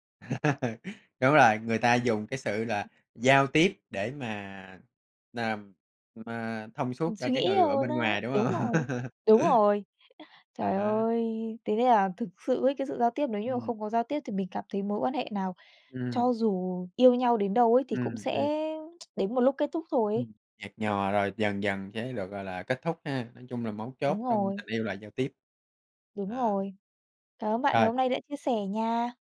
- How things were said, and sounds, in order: chuckle; other background noise; chuckle; tsk; tapping
- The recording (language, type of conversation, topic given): Vietnamese, unstructured, Bạn nghĩ giao tiếp trong tình yêu quan trọng như thế nào?